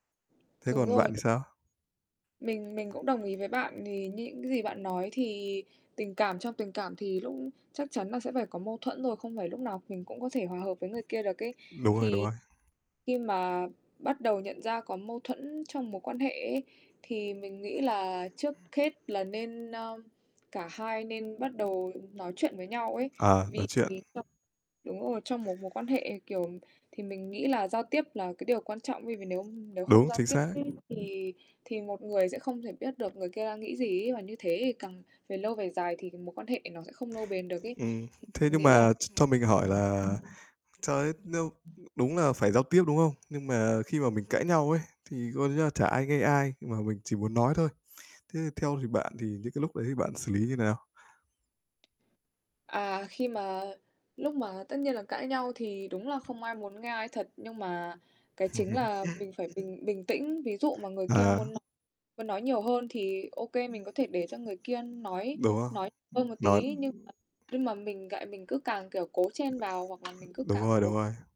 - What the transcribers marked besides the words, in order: distorted speech; other background noise; tapping; unintelligible speech; chuckle; static; other noise
- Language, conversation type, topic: Vietnamese, unstructured, Làm sao để giải quyết mâu thuẫn trong tình cảm một cách hiệu quả?
- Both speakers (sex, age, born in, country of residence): female, 20-24, Vietnam, United States; male, 25-29, Vietnam, Vietnam